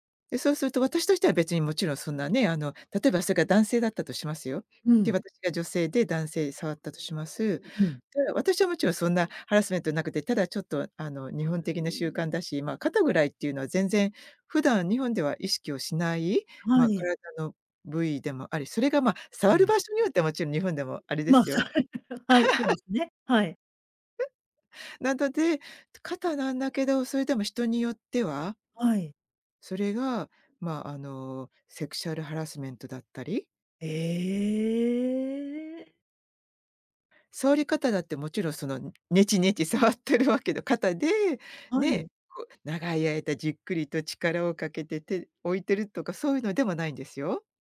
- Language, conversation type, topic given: Japanese, podcast, ジェスチャーの意味が文化によって違うと感じたことはありますか？
- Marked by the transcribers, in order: other noise; laughing while speaking: "さ"; unintelligible speech; laugh; chuckle; drawn out: "ええ"; tapping; laughing while speaking: "触ってるわけの"